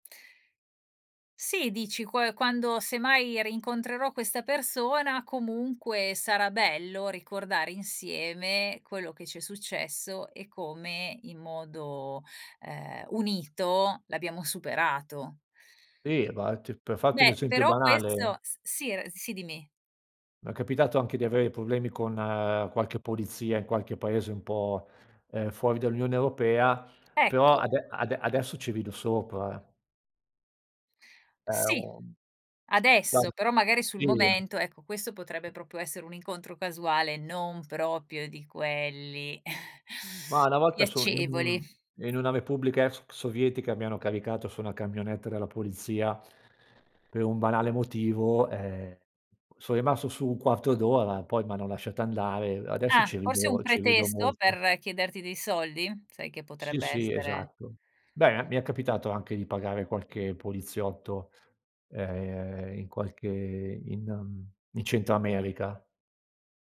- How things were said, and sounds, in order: "infatti" said as "ivatti"; tapping; unintelligible speech; other background noise; "proprio" said as "propio"; "proprio" said as "propio"; exhale; "ex" said as "escx"; drawn out: "ehm"
- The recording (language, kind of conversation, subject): Italian, podcast, Puoi raccontarmi di un incontro casuale che ti ha fatto ridere?